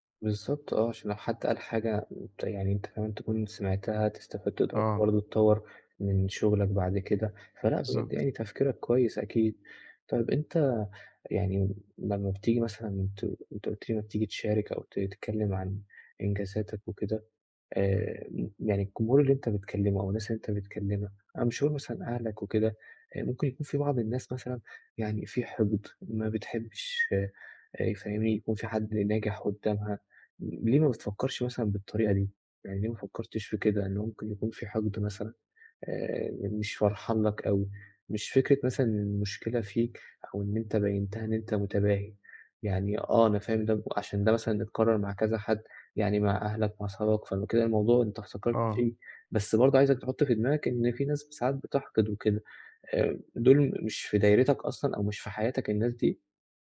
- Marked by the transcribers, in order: none
- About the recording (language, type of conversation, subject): Arabic, advice, عرض الإنجازات بدون تباهٍ